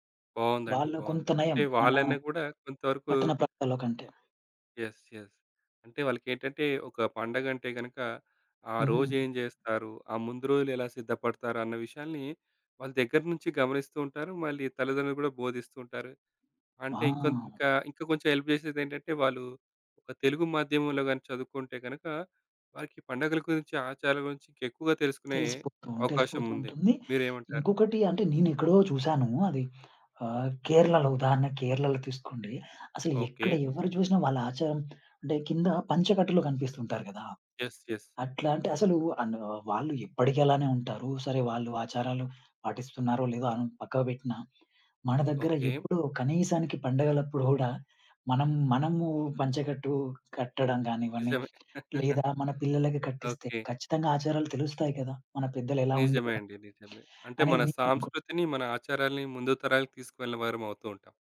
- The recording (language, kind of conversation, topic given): Telugu, podcast, నేటి యువతలో ఆచారాలు మారుతున్నాయా? మీ అనుభవం ఏంటి?
- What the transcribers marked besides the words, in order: other background noise; in English: "యెస్! యెస్!"; in English: "హెల్ప్"; in English: "యెస్! యెస్!"; chuckle